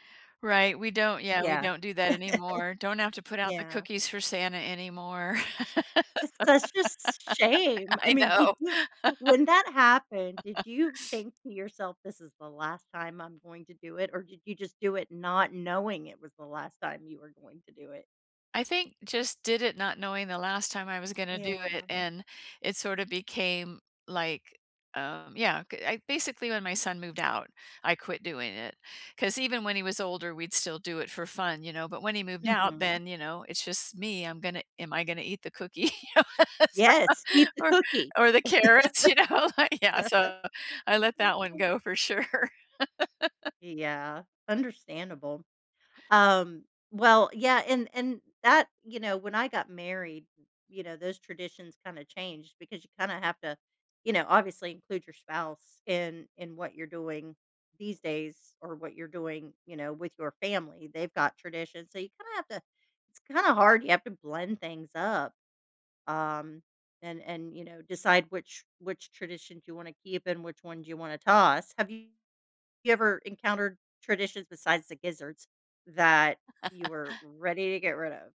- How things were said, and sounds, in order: laugh; other background noise; laugh; laughing while speaking: "I know"; laugh; laughing while speaking: "cookie? So"; laugh; laughing while speaking: "you know, like"; laugh; other noise; laughing while speaking: "sure"; laugh; laugh
- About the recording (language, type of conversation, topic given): English, unstructured, How have your family traditions and roles changed over time, and what helps you stay connected today?
- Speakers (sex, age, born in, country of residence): female, 50-54, United States, United States; female, 65-69, United States, United States